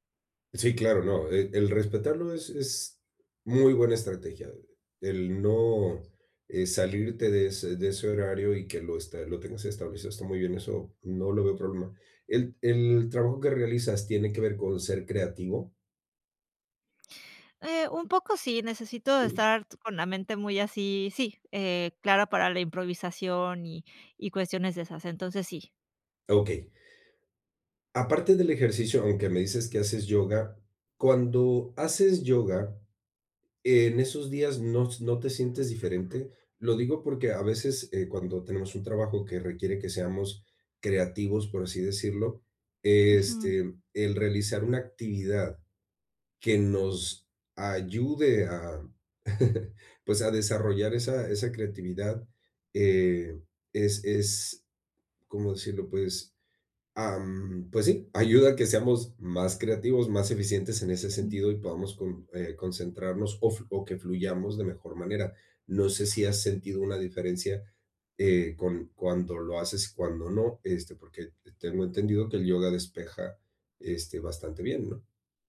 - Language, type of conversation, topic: Spanish, advice, ¿Cómo puedo crear una rutina para mantener la energía estable todo el día?
- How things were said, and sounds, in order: other background noise; chuckle